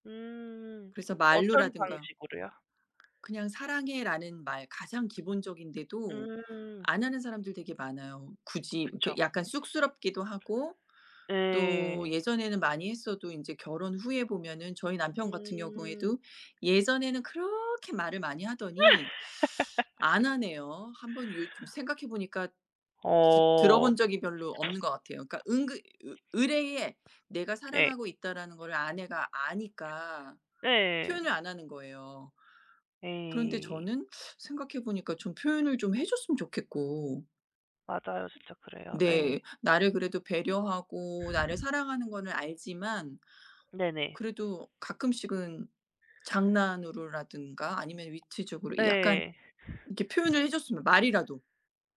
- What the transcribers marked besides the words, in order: tapping; other background noise; laugh; teeth sucking; sigh; sigh
- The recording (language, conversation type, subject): Korean, unstructured, 사랑을 가장 잘 표현하는 방법은 무엇인가요?